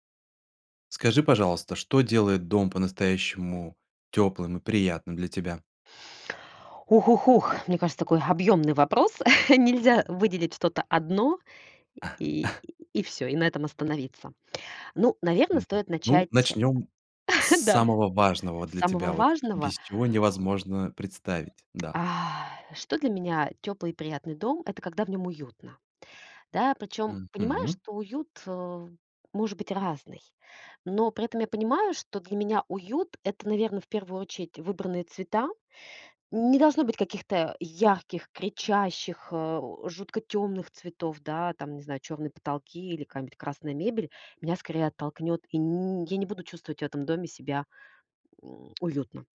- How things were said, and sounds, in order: chuckle; cough; tapping; chuckle; other noise
- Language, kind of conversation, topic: Russian, podcast, Что делает дом по‑настоящему тёплым и приятным?